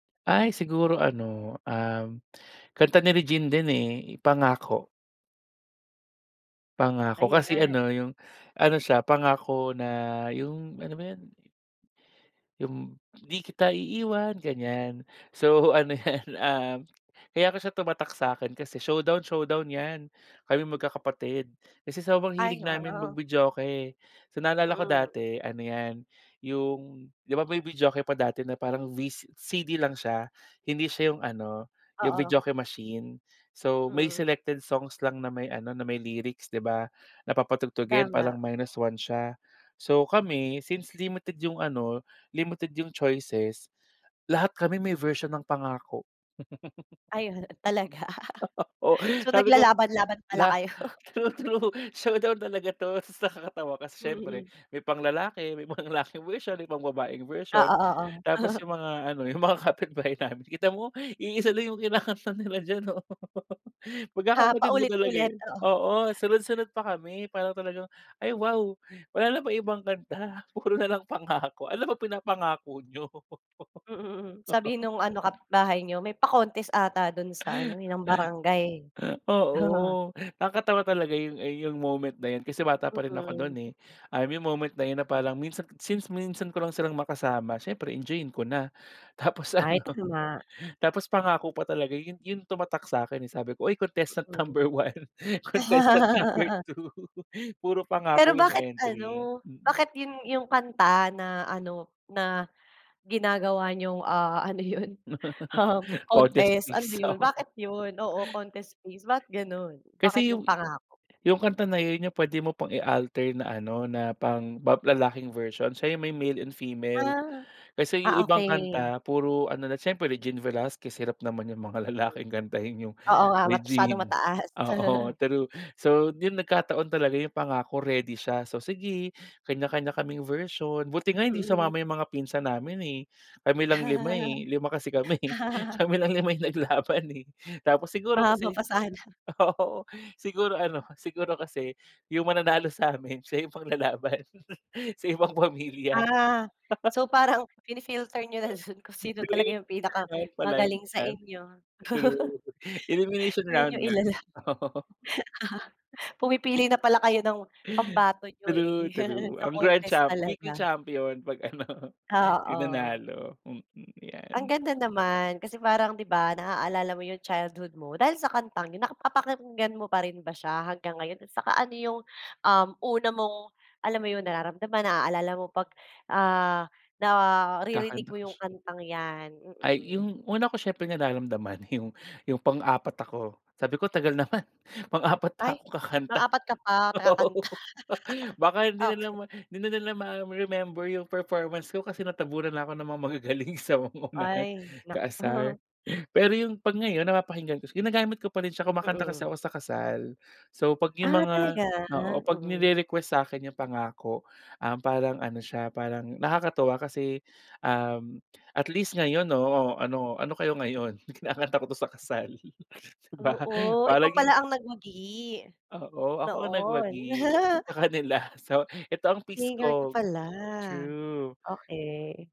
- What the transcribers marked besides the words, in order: tapping; laughing while speaking: "'yan"; laugh; laughing while speaking: "Ayun talaga"; laughing while speaking: "true, true show down"; laughing while speaking: "kayo"; laughing while speaking: "pang-lalaking version"; laugh; laughing while speaking: "'yung mga kapitbahay namin kita … nila diyan oh"; chuckle; laughing while speaking: "puro nalang Pangako ano ba pinapangako niyo?"; laugh; laugh; laughing while speaking: "Tapos ano"; laughing while speaking: "number one contestant number two"; laugh; laughing while speaking: "ano 'yun, um"; laugh; laughing while speaking: "oo"; other background noise; laughing while speaking: "lalaking kantahin 'yung Regine"; chuckle; chuckle; laughing while speaking: "kami eh, kami lang lima 'yung naglaban eh"; laughing while speaking: "Mahaba pa sana"; laughing while speaking: "oo"; laughing while speaking: "siya 'yung ipang lalaban sa ibang pamilya"; laugh; laughing while speaking: "dun"; laugh; laughing while speaking: "Oo"; laugh; laugh; laughing while speaking: "ano"; laughing while speaking: "pang-apat pa ako kakanta, oo"; laugh; laughing while speaking: "mga magagaling sa unahan"; laughing while speaking: "naku"; laugh
- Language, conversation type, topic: Filipino, podcast, May kanta ba na agad nagpapabalik sa’yo ng mga alaala ng pamilya mo?